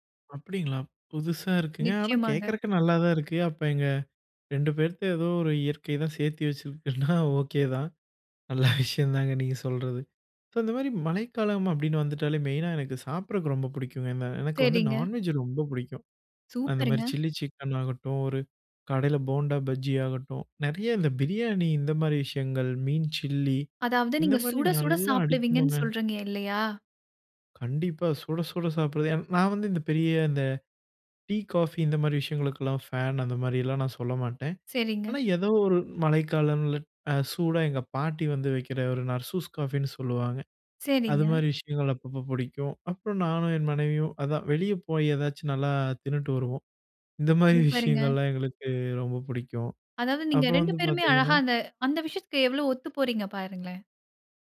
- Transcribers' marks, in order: laughing while speaking: "வச்சிருக்குன்னா, ஓகே தான். நல்ல விஷயம் தாங்க"; in English: "மெயினா"; tapping; in English: "நான்வெஜ்"; in English: "ஃபேன்"; laughing while speaking: "மாதிரி விஷயங்கள்லாம்"
- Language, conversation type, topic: Tamil, podcast, மழைக்காலம் உங்களை எவ்வாறு பாதிக்கிறது?